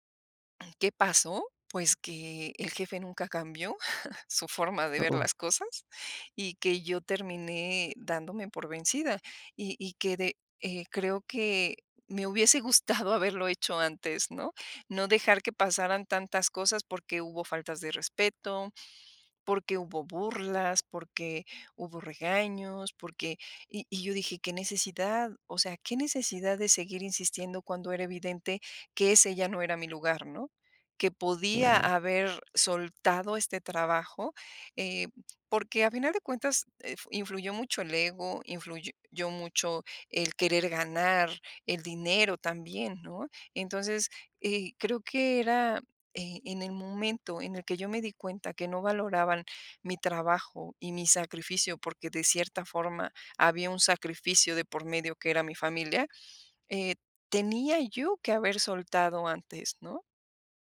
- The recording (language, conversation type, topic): Spanish, podcast, ¿Cómo decides cuándo seguir insistiendo o cuándo soltar?
- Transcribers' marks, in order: throat clearing; chuckle; laughing while speaking: "hubiese gustado"; other background noise